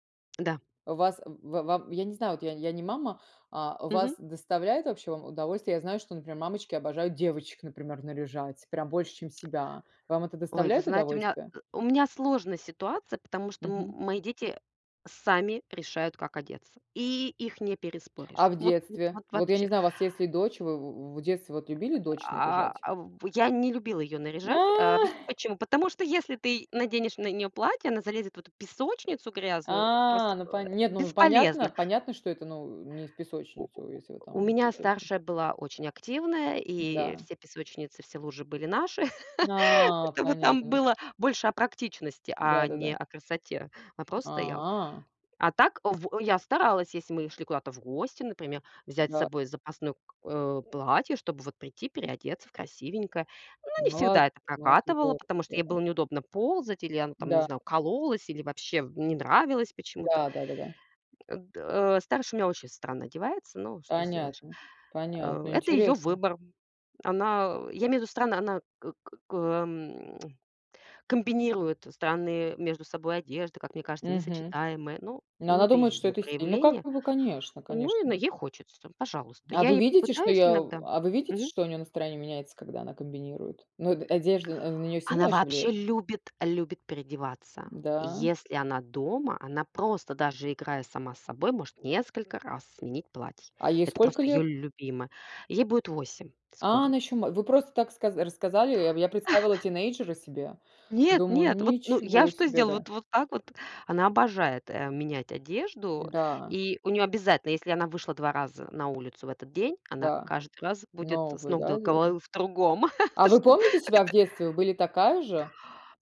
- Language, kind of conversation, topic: Russian, unstructured, Как одежда влияет на твое настроение?
- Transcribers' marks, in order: put-on voice: "девочек, например, наряжать, прям больше, чем себя"; laughing while speaking: "А"; tapping; laugh; drawn out: "А"; tsk; chuckle; chuckle; laughing while speaking: "Это что, как это"